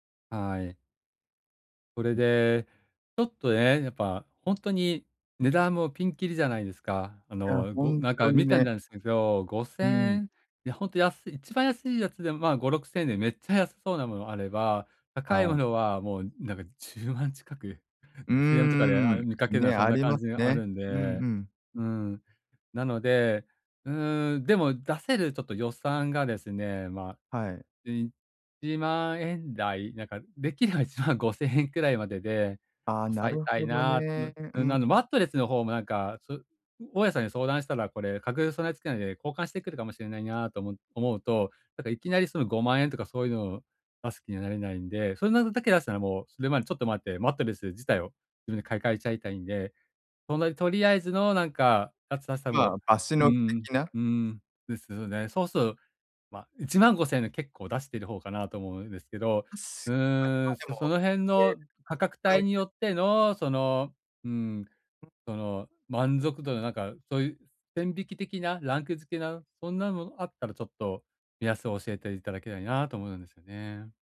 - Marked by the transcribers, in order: laughing while speaking: "できれば いちまんごせんえん"; unintelligible speech; other noise; other background noise
- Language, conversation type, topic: Japanese, advice, 買い物で選択肢が多くてどれを買うか迷ったとき、どうやって決めればいいですか？